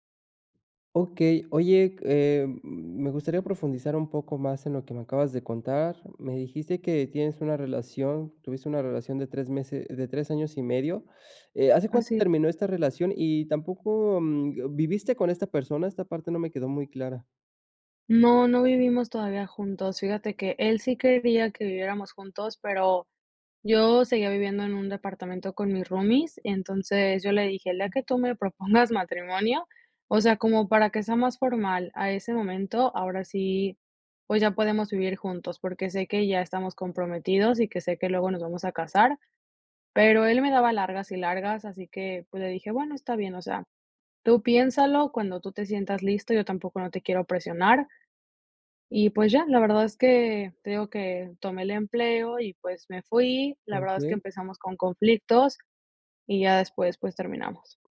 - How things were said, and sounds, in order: laughing while speaking: "me propongas matrimonio"
- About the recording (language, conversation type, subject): Spanish, advice, ¿Cómo puedo afrontar la ruptura de una relación larga?